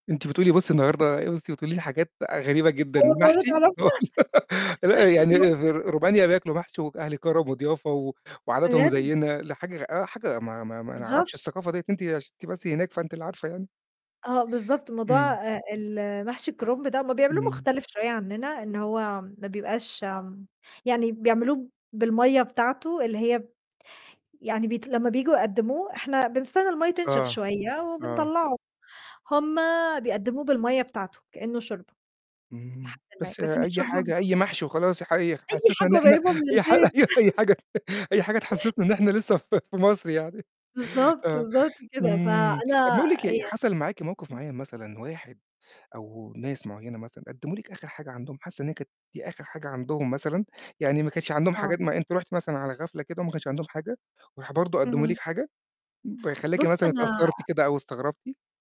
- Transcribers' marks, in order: other background noise; laughing while speaking: "أول مرّة تعرفها؟"; laughing while speaking: "هو"; chuckle; distorted speech; unintelligible speech; laughing while speaking: "حاجة أي حاجة"; chuckle; laughing while speaking: "إحنا لسّه في مصر يعني"; unintelligible speech
- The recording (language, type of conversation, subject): Arabic, podcast, ممكن تحكيلي قصة عن كرم ضيافة أهل البلد؟